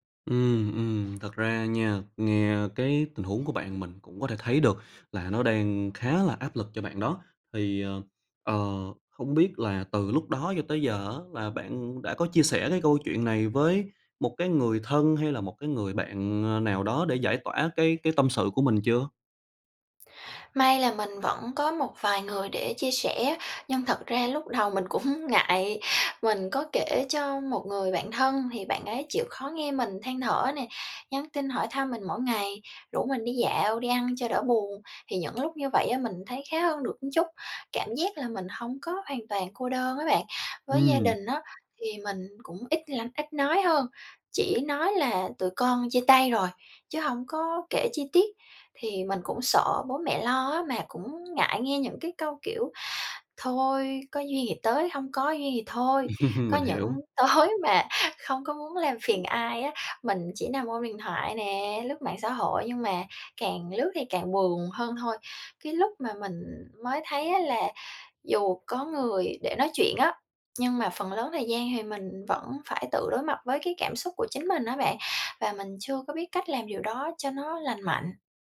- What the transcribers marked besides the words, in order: tapping; laughing while speaking: "cũng"; "một" said as "ừn"; laugh; laughing while speaking: "tối mà"
- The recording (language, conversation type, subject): Vietnamese, advice, Làm sao để mình vượt qua cú chia tay đột ngột và xử lý cảm xúc của mình?